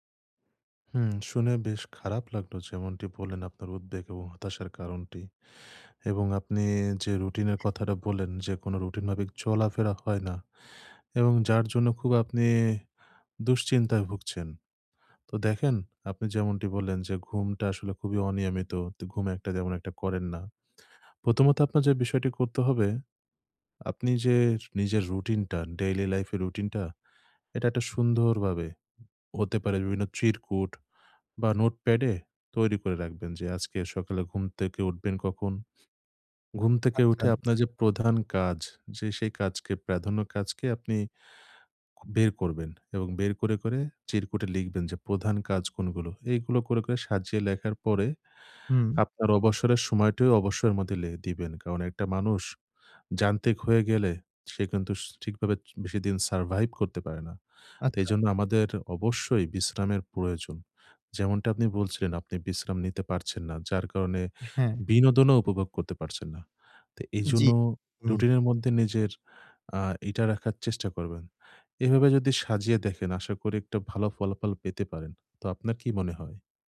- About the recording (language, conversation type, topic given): Bengali, advice, বিনোদন উপভোগ করতে গেলে কেন আমি এত ক্লান্ত ও ব্যস্ত বোধ করি?
- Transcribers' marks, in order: other background noise; tapping; "ভাবে" said as "বাবে"; "থেকে" said as "তেকে"; "থেকে" said as "তেকে"; "যান্ত্রিক" said as "জান্তিক"; in English: "survive"